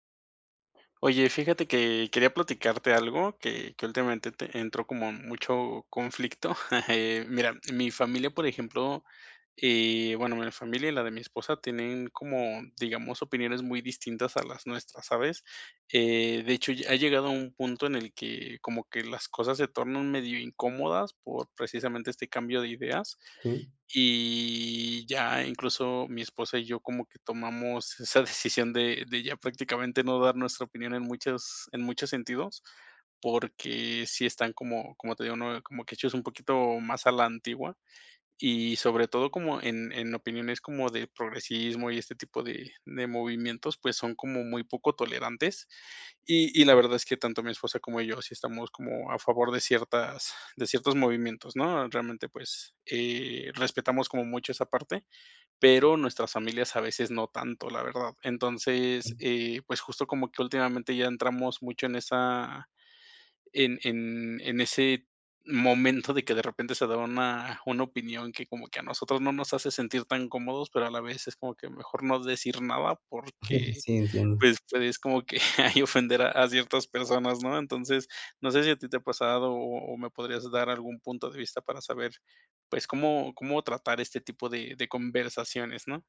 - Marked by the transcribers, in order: tapping; chuckle; laughing while speaking: "esa decisión"; other noise; laughing while speaking: "ahí ofender"
- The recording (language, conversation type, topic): Spanish, advice, ¿Cuándo ocultas tus opiniones para evitar conflictos con tu familia o con tus amigos?